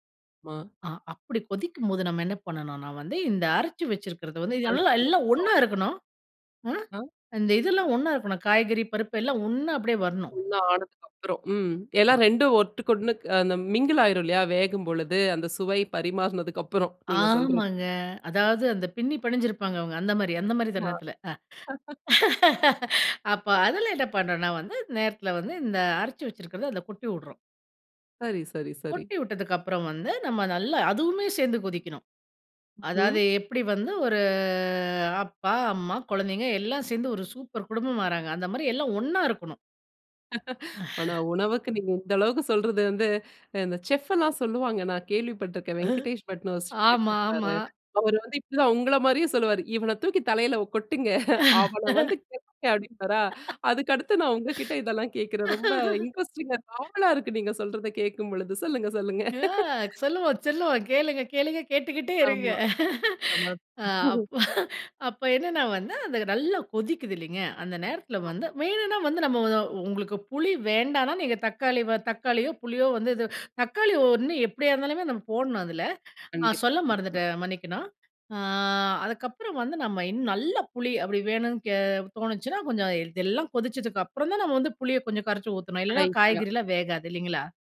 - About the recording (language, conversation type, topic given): Tamil, podcast, இந்த ரெசிபியின் ரகசியம் என்ன?
- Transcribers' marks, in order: other background noise; other noise; in English: "மிங்கிள்"; tapping; chuckle; drawn out: "ஒரு"; chuckle; in English: "செஃப்லாம்"; in English: "செஃப்"; laugh; breath; laugh; in English: "இன்ட்ரஸ்டிங்கா"; laughing while speaking: "அ, சொல்லுவோம், சொல்லுவோம் கேளுங்க, கேளுங்க கேட்டுக்கிட்டே இருங்க"; laugh; chuckle